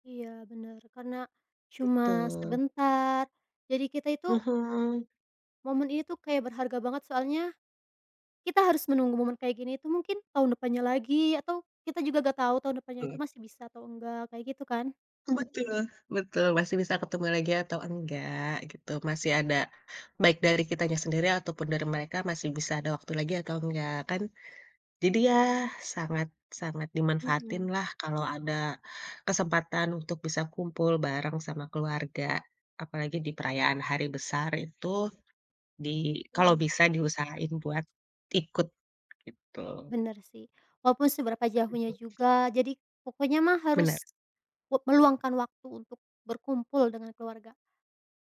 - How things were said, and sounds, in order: other background noise; tapping
- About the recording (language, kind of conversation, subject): Indonesian, unstructured, Bagaimana perayaan hari besar memengaruhi hubungan keluarga?